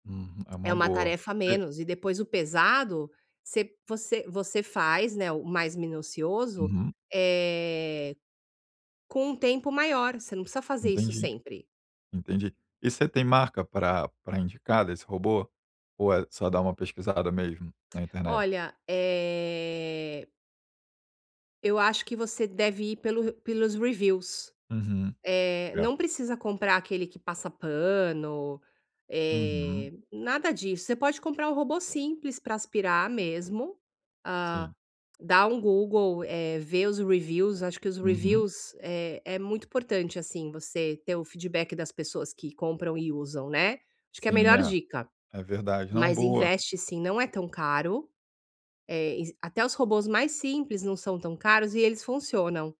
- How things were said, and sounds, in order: drawn out: "eh"; in English: "reviews"; in English: "reviews"; in English: "reviews"
- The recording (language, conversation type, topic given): Portuguese, advice, Como posso me sentir mais relaxado em casa?